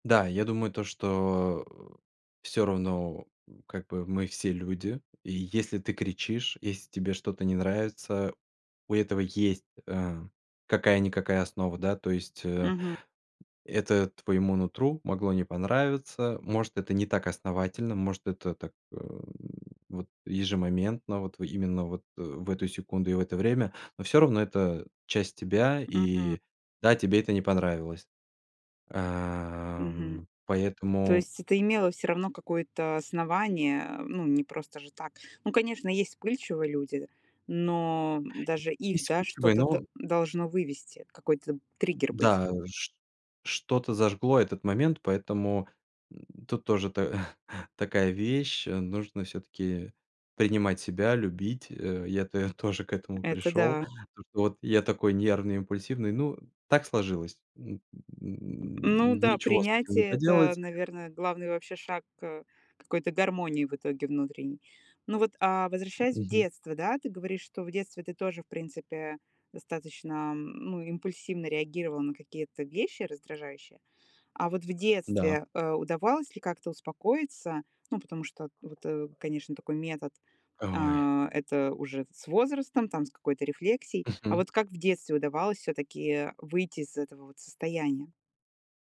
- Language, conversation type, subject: Russian, podcast, Как вы решаете споры без криков?
- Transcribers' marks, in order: tapping; other background noise; chuckle